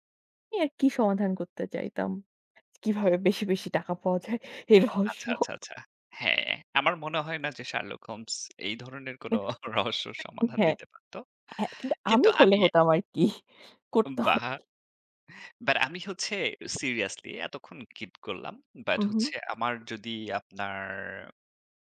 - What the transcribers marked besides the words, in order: laughing while speaking: "এই রহস্য"; chuckle; laughing while speaking: "রহস্যর"; laughing while speaking: "আরকি। করতাম আরকি"; wind; drawn out: "আপনার"
- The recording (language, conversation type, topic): Bengali, unstructured, কল্পনা করো, তুমি যদি এক দিনের জন্য যেকোনো বইয়ের চরিত্র হতে পারতে, তাহলে কোন চরিত্রটি বেছে নিতে?